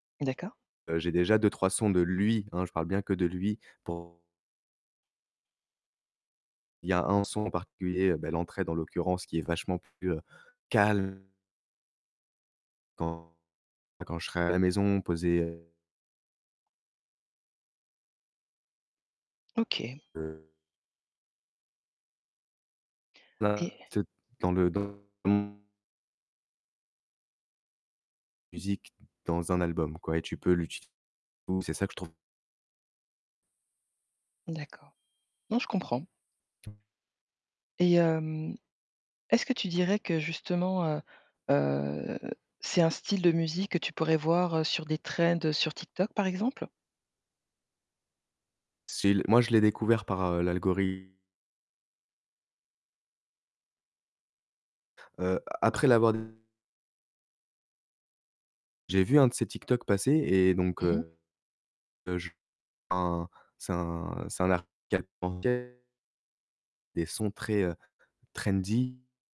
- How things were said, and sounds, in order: distorted speech; other background noise; unintelligible speech; alarm; in English: "trends"; unintelligible speech; in English: "trendy"
- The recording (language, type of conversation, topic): French, podcast, Quelle découverte musicale t’a surprise récemment ?